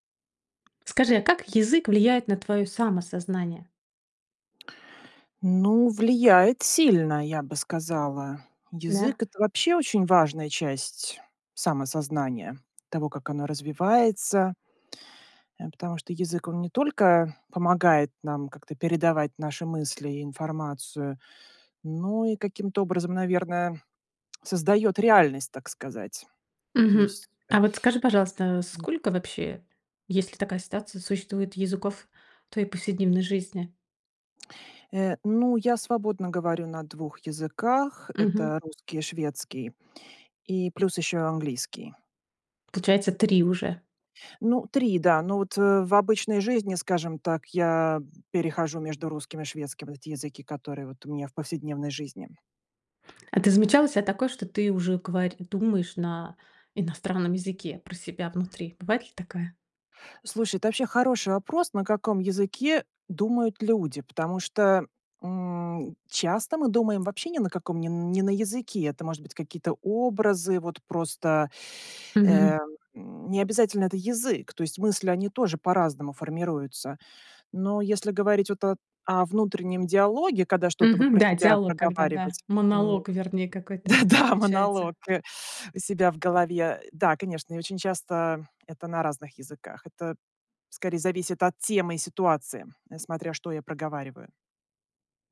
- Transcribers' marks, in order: tapping; other background noise; laughing while speaking: "Да-да, монолог"
- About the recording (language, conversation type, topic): Russian, podcast, Как язык влияет на твоё самосознание?